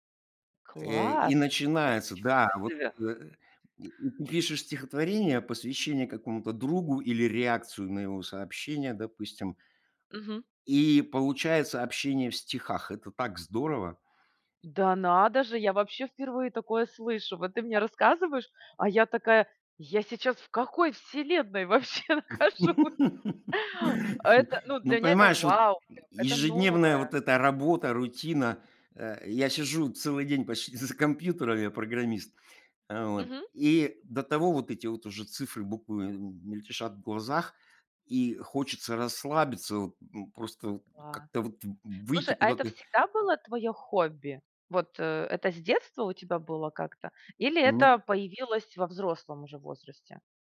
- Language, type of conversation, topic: Russian, podcast, Что помогает вам находить свой авторский голос?
- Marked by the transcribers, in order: other background noise; surprised: "Да надо же"; laugh; laughing while speaking: "вообще нахожусь?"; laughing while speaking: "почти з за"